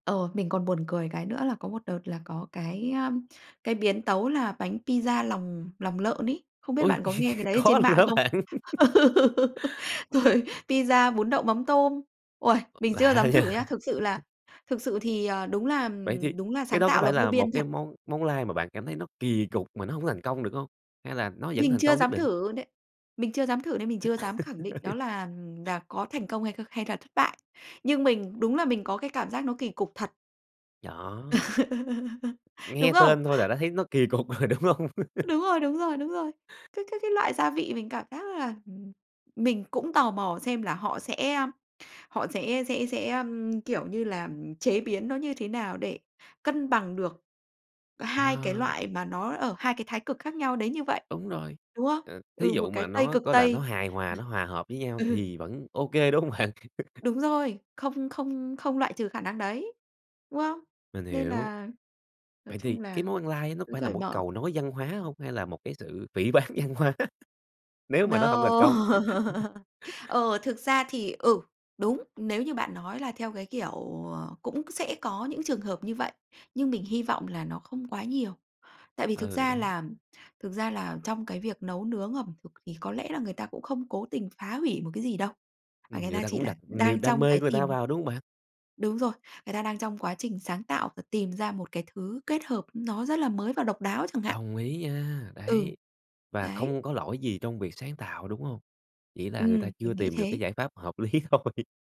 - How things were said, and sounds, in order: laugh; laughing while speaking: "Có luôn hả bạn?"; laughing while speaking: "Ừ, rồi"; tapping; laughing while speaking: "nha!"; laugh; laugh; laugh; other noise; laughing while speaking: "rồi, đúng hông?"; laugh; laughing while speaking: "ừ"; laughing while speaking: "đúng hông bạn?"; chuckle; "cởi" said as "thởi"; laughing while speaking: "báng văn hóa"; in English: "No!"; laugh; laughing while speaking: "lý thôi"
- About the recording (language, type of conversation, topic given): Vietnamese, podcast, Bạn nghĩ gì về các món ăn lai giữa các nền văn hóa?